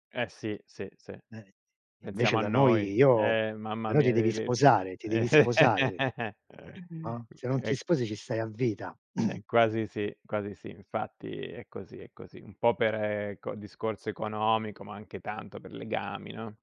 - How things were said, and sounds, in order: chuckle; other background noise; cough
- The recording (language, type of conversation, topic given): Italian, unstructured, Qual è il valore dell’amicizia secondo te?